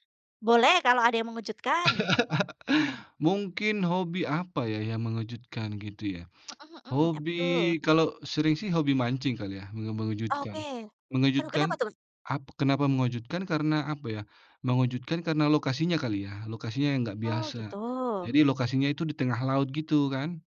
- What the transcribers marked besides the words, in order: laugh; tsk
- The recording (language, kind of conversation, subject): Indonesian, unstructured, Pernahkah kamu menemukan hobi yang benar-benar mengejutkan?